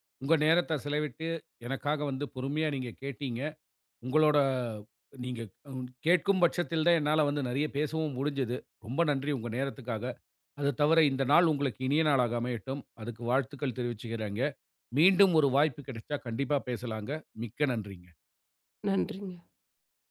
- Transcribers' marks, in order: none
- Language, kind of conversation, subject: Tamil, podcast, சின்ன வீடியோக்களா, பெரிய படங்களா—நீங்கள் எதை அதிகம் விரும்புகிறீர்கள்?